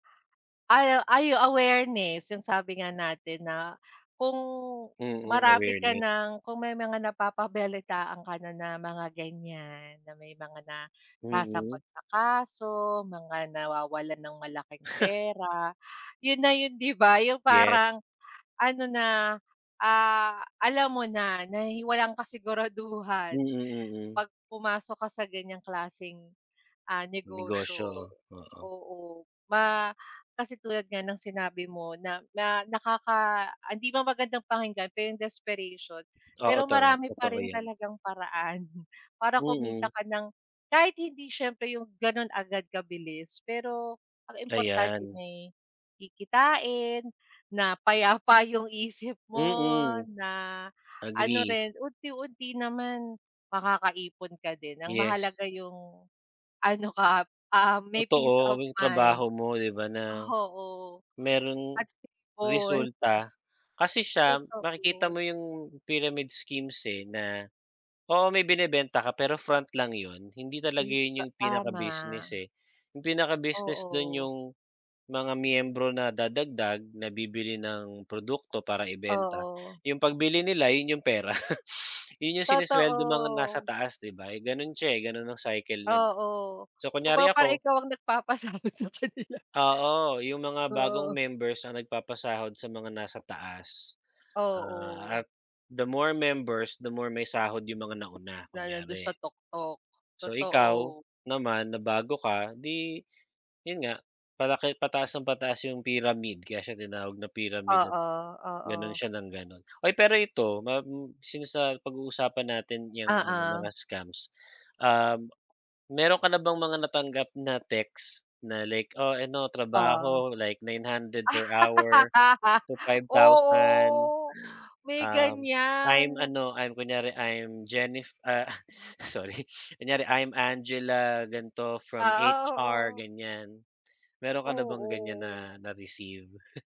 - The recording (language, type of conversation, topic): Filipino, unstructured, Ano ang palagay mo sa mga panlilinlang na piramide?
- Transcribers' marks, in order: in English: "awareness"; in English: "awareness"; snort; other background noise; in English: "desperation"; in English: "peace of mind"; in English: "stable"; in English: "pyramid schemes"; laughing while speaking: "pera"; sniff; in English: "cycle"; laughing while speaking: "nagpapasabit sa kanila"; sniff; in English: "the more members, the more"; laugh; drawn out: "Oo"; chuckle